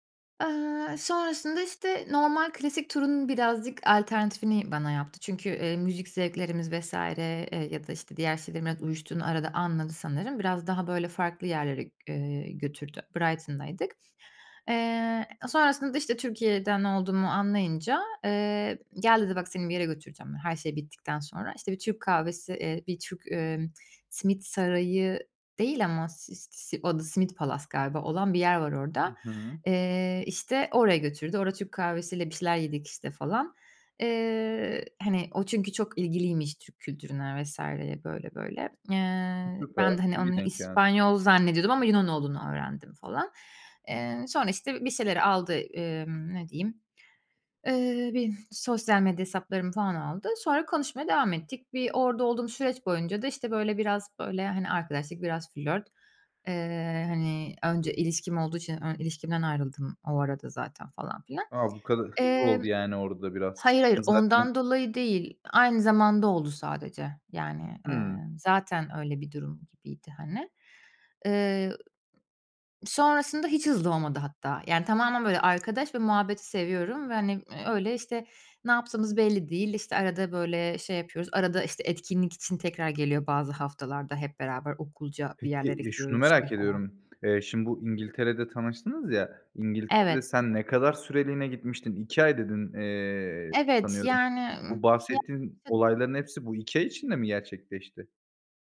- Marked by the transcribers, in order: unintelligible speech
- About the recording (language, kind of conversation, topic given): Turkish, podcast, Hayatınızı tesadüfen değiştiren biriyle hiç karşılaştınız mı?